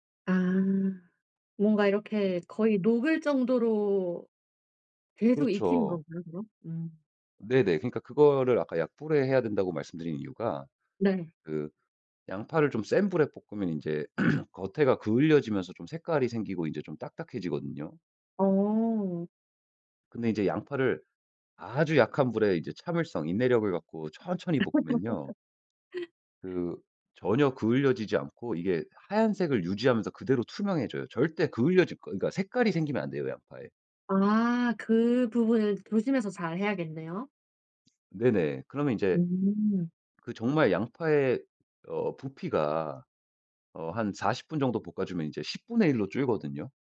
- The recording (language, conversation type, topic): Korean, podcast, 채소를 더 많이 먹게 만드는 꿀팁이 있나요?
- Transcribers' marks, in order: throat clearing; laugh; tapping